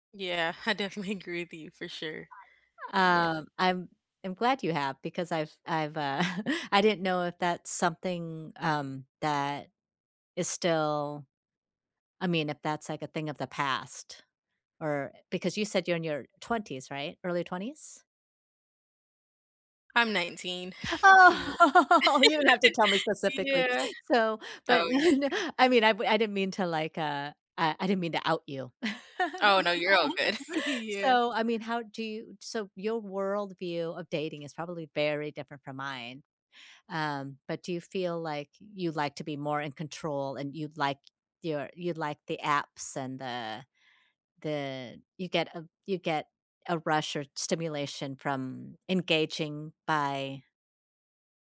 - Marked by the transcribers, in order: tapping; laughing while speaking: "definitely"; background speech; other background noise; chuckle; gasp; laughing while speaking: "Oh!"; laugh; chuckle; laugh; unintelligible speech; laugh; stressed: "very"
- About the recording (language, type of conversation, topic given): English, unstructured, Why do people stay in unhealthy relationships?
- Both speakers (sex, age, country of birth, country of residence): female, 18-19, United States, United States; female, 55-59, Vietnam, United States